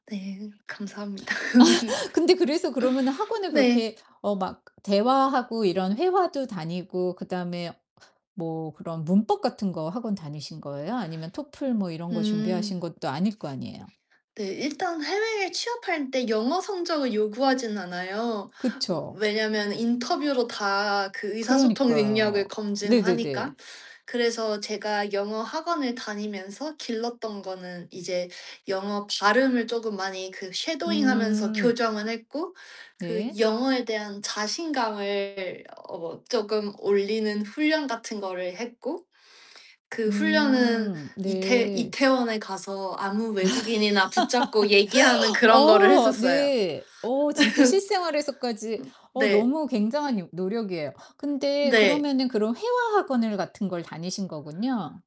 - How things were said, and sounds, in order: laughing while speaking: "감사합니다"; laugh; tapping; other background noise; in English: "쉐도잉하면서"; distorted speech; laugh; laugh
- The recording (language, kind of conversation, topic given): Korean, podcast, 가장 자랑스러운 성취는 무엇인가요?